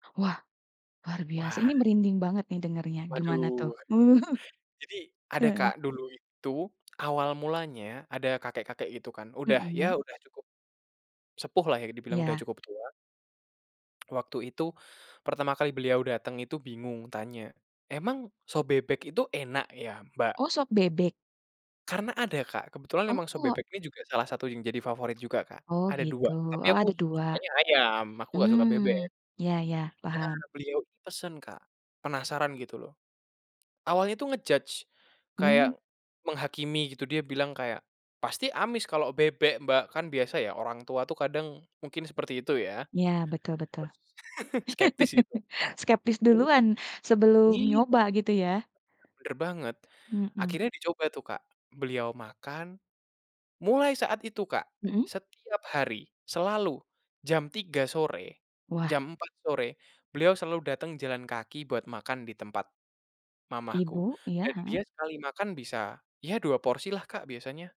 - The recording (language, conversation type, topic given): Indonesian, podcast, Ceritakan makanan rumahan yang selalu bikin kamu nyaman, kenapa begitu?
- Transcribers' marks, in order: chuckle; in English: "nge-judge"; chuckle; chuckle; unintelligible speech; unintelligible speech; tapping; other background noise